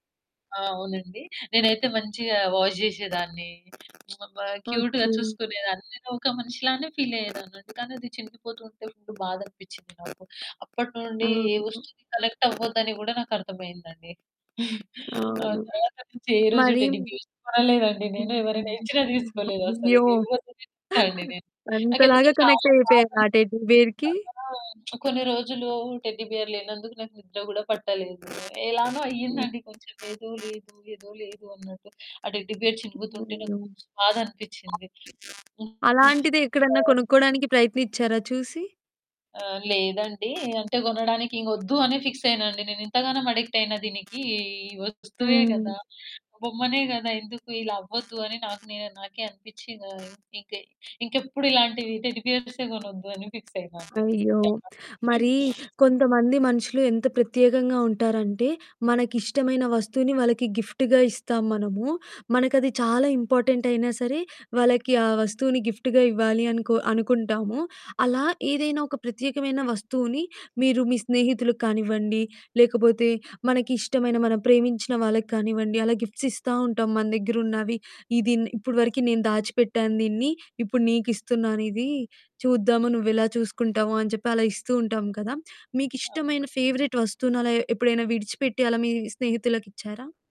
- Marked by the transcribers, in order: distorted speech; in English: "వాష్"; lip smack; in English: "క్యూట్‌గా"; chuckle; in English: "టెడ్డీ బేర్"; other background noise; giggle; in English: "టెడ్డీ బేర్‌కి?"; lip smack; in English: "టెడ్డీ బేర్"; in English: "టెడ్డీ బేర్"; unintelligible speech; mechanical hum; in English: "ఫిక్స్"; in English: "ఫిక్స్"; unintelligible speech; in English: "గిఫ్ట్‌గా"; in English: "గిఫ్ట్‌గా"; in English: "గిఫ్ట్స్"; in English: "ఫేవరెట్"
- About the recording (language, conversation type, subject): Telugu, podcast, పాత వస్తువును వదిలేయాల్సి వచ్చినప్పుడు మీకు ఎలా అనిపించింది?